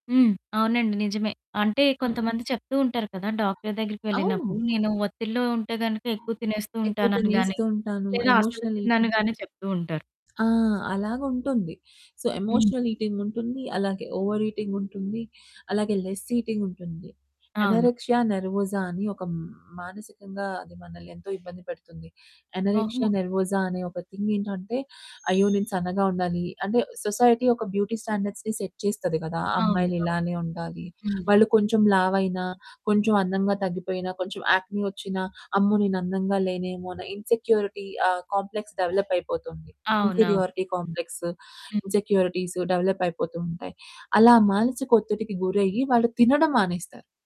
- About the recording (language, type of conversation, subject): Telugu, podcast, శరీరంలో కనిపించే సంకేతాల ద్వారా మానసిక ఒత్తిడిని ఎలా గుర్తించవచ్చు?
- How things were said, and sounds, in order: other background noise; distorted speech; in English: "ఎమోషనల్ ఈటింగ్"; in English: "సో, ఎమోషనల్"; in English: "ఓవర్"; in English: "లెస్"; in English: "ఎనోరెక్సియా నెర్వోసా"; in English: "ఎనోరెక్సియా నెర్వోసా"; in English: "థింగ్"; in English: "సొసైటీ"; in English: "బ్యూటీ స్టాండర్డ్స్‌ని సెట్"; in English: "యాక్నీ"; in English: "ఇన్‌సెక్యూరిటీ"; in English: "కాంప్లెక్స్ డెవలప్"; in English: "ఇన్‌ఫీరియారిటీ కాంప్లెక్స్, ఇన్‌సెక్యూరిటీస్ డెవలప్"